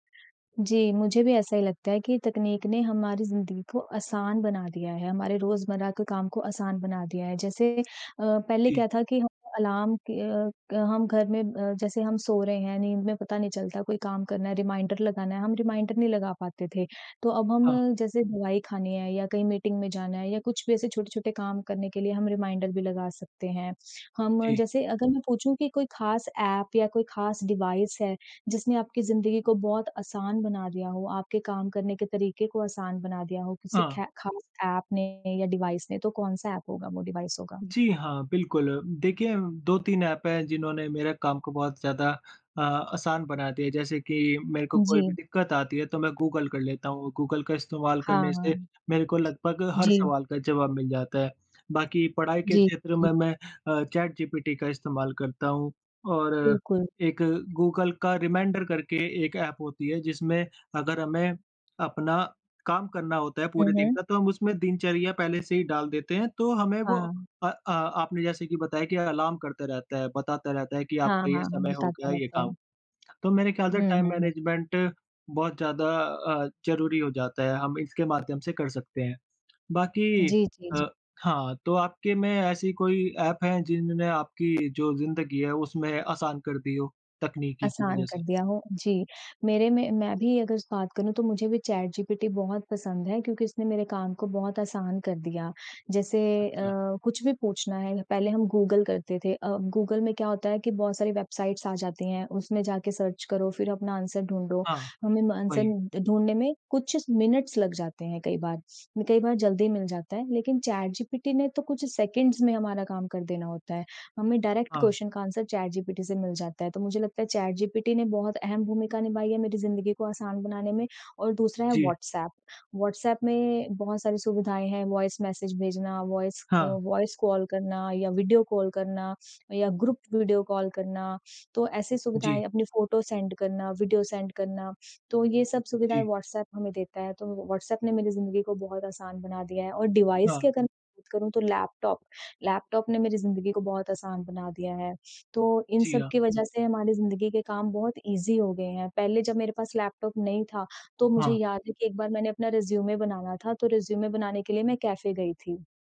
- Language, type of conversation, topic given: Hindi, unstructured, आपके लिए तकनीक ने दिनचर्या कैसे बदली है?
- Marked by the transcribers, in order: in English: "रिमाइंडर"; in English: "रिमाइंडर"; in English: "रिमाइंडर"; tapping; in English: "डिवाइस"; in English: "डिवाइस"; in English: "डिवाइस"; in English: "रिमाइंडर"; tongue click; in English: "टाइम मैनेजमेंट"; in English: "वेबसाइट्स"; in English: "सर्च"; in English: "आंसर"; in English: "आंसर"; in English: "मिनट्स"; in English: "सेकंड्स"; in English: "डायरेक्ट क्वेश्चन"; in English: "आंसर"; in English: "वॉइस कॉल"; in English: "सेंड"; in English: "सेंड"; in English: "डिवाइस"; in English: "इज़ी"